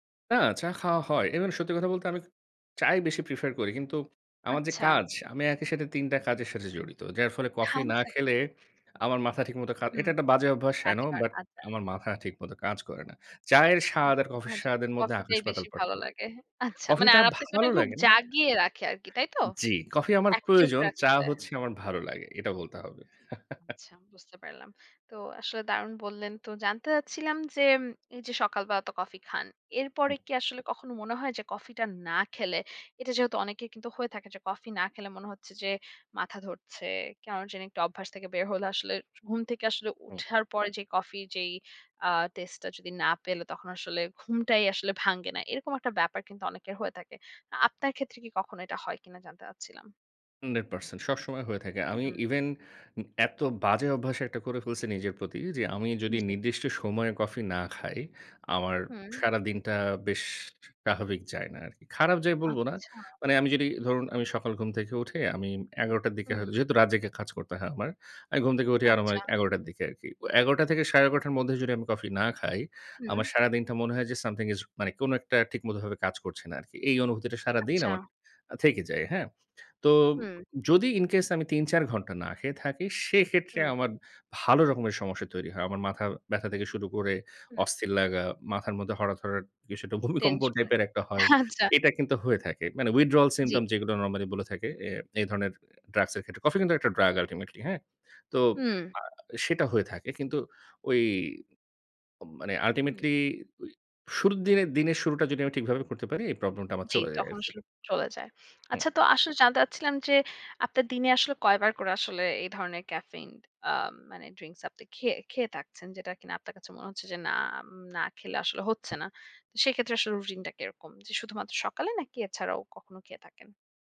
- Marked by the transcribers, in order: "আচ্ছা" said as "হাঞ্চা"; tapping; in English: "আই নো"; unintelligible speech; chuckle; in English: "something is"; in English: "incase"; laughing while speaking: "ভূমিকম্প টাইপের একটা হয়"; laughing while speaking: "আচ্ছা"; in English: "withdrawal symptomps"
- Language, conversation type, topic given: Bengali, podcast, চা বা কফি নিয়ে আপনার কোনো ছোট্ট রুটিন আছে?